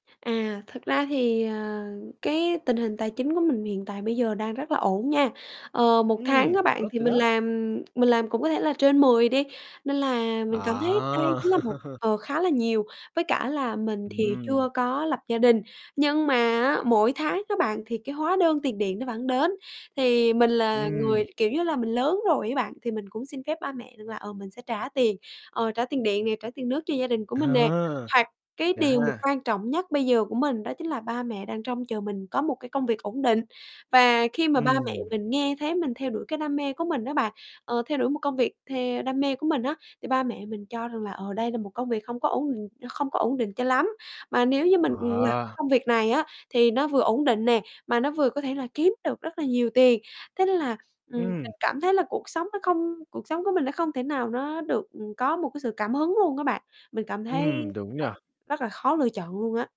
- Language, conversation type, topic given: Vietnamese, advice, Bạn đang gặp khó khăn như thế nào trong việc cân bằng giữa kiếm tiền và theo đuổi đam mê của mình?
- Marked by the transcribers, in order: tapping; other background noise; distorted speech; chuckle; static; "định" said as "ịnh"